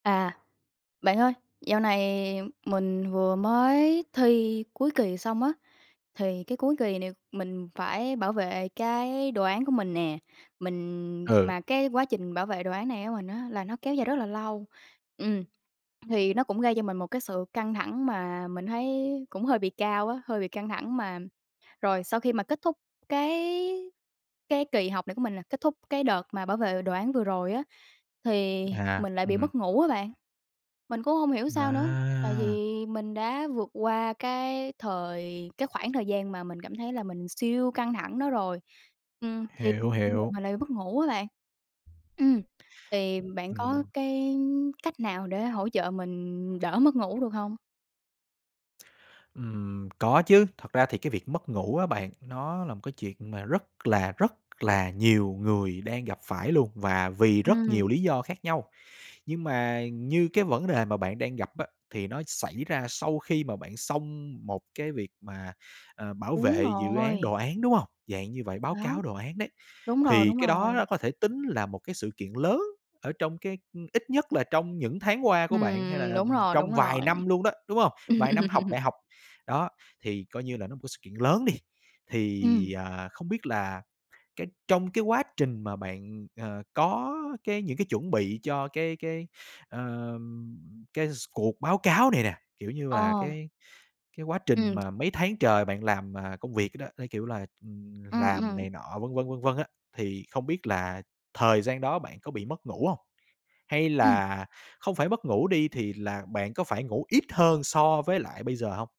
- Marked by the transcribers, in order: tapping; other background noise; laugh
- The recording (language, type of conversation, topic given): Vietnamese, advice, Làm thế nào để cải thiện tình trạng mất ngủ sau một sự kiện căng thẳng?